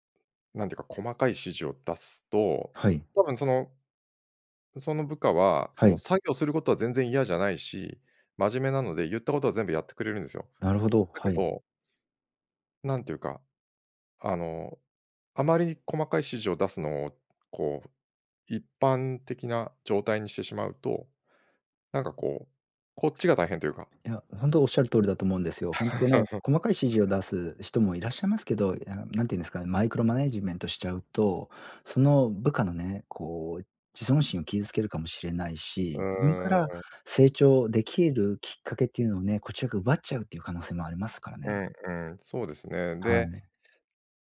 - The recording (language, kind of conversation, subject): Japanese, advice, 仕事で同僚に改善点のフィードバックをどのように伝えればよいですか？
- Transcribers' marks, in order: laugh; in English: "マイクロマネジメント"